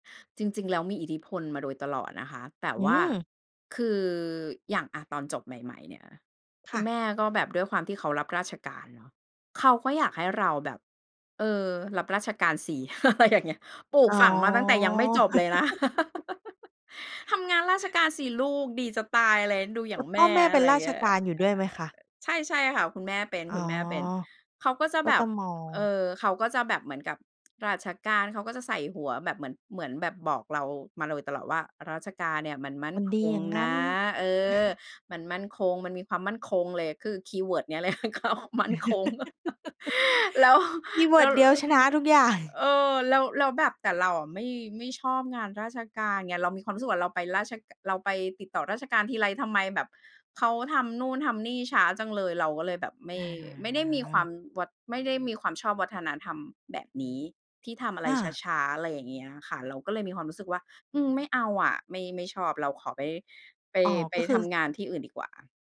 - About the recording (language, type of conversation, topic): Thai, podcast, เราจะหางานที่เหมาะกับตัวเองได้อย่างไร?
- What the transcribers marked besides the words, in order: laughing while speaking: "อะไรอย่างเงี้ย"; chuckle; laugh; other noise; chuckle; laughing while speaking: "เลย เขา มั่นคง"; chuckle; drawn out: "อา"